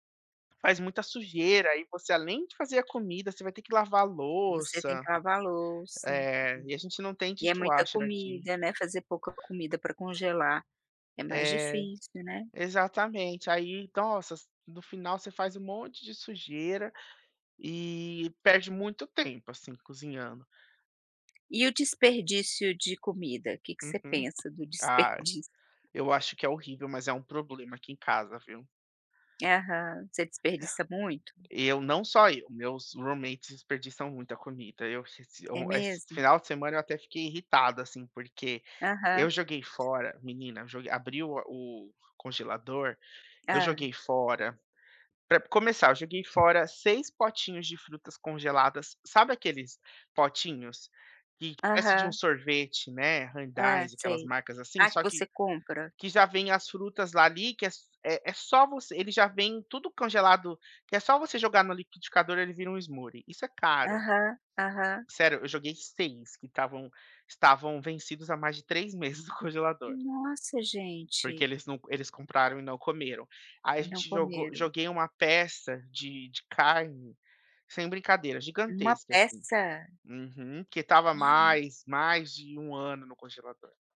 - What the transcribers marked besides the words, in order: tapping; other background noise; in English: "dishwasher"; in English: "roommates"; in English: "smoothie"
- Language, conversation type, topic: Portuguese, podcast, Como você escolhe o que vai cozinhar durante a semana?